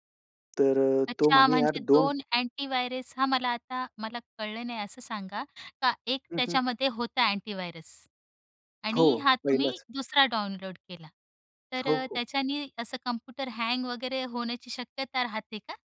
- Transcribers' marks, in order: tapping; other background noise; other noise
- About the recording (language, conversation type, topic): Marathi, podcast, एखाद्या चुकीतून तुम्ही काय शिकलात, ते सांगाल का?